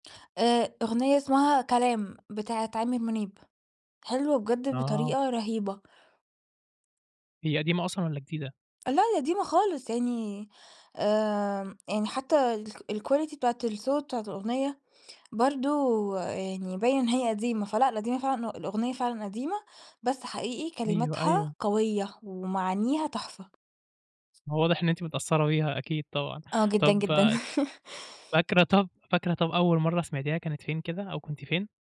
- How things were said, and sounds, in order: tapping; in English: "الquality"; chuckle
- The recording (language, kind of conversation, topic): Arabic, podcast, إيه الأغنية اللي بتفكّرك بحدّ مهم في حياتك؟